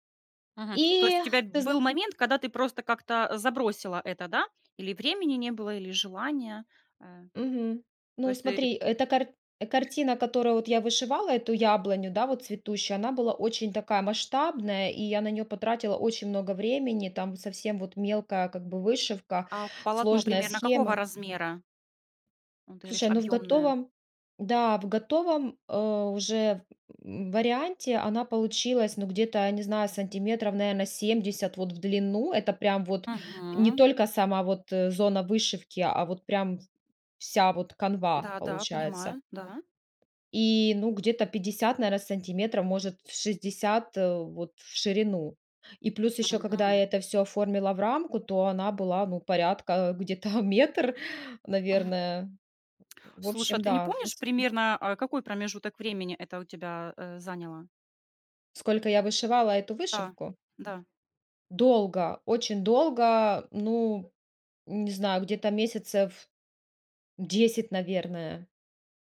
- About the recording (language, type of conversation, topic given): Russian, podcast, Есть ли у тебя забавная история, связанная с твоим хобби?
- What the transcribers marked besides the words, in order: tapping; other noise